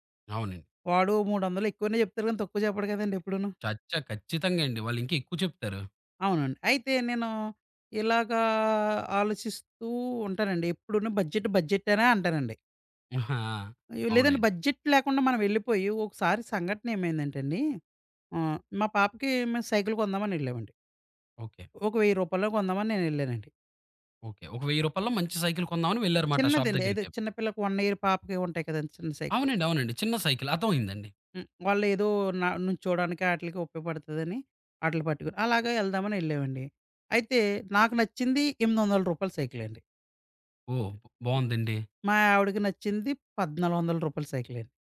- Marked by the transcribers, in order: in English: "బడ్జెట్ బడ్జెట్"; in English: "బడ్జెట్"; in English: "వన్ ఇ‌యర్"; other background noise
- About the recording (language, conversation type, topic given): Telugu, podcast, బడ్జెట్ పరిమితి ఉన్నప్పుడు స్టైల్‌ను ఎలా కొనసాగించాలి?